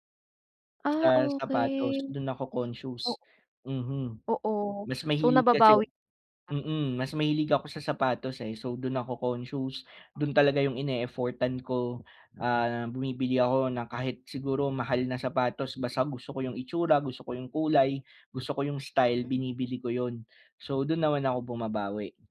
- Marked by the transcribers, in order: none
- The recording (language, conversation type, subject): Filipino, advice, Paano ako makakahanap ng damit na akma at bagay sa akin?